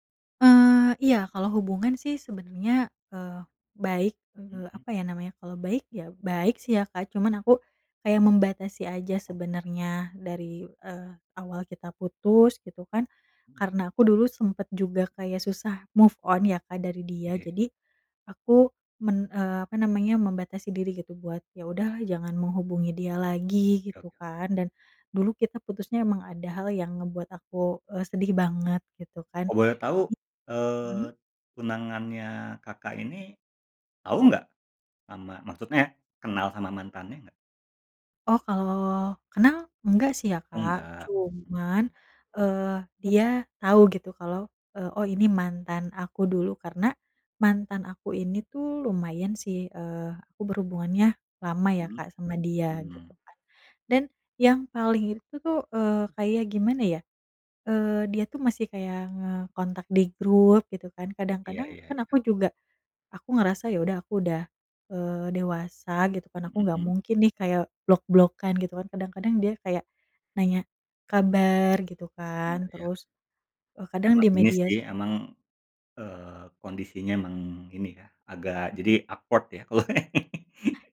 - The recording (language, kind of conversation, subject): Indonesian, advice, Bagaimana cara menetapkan batas dengan mantan yang masih sering menghubungi Anda?
- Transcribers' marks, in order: in English: "move on"; "Oke" said as "ike"; in English: "awkward"; laughing while speaking: "kalo"; chuckle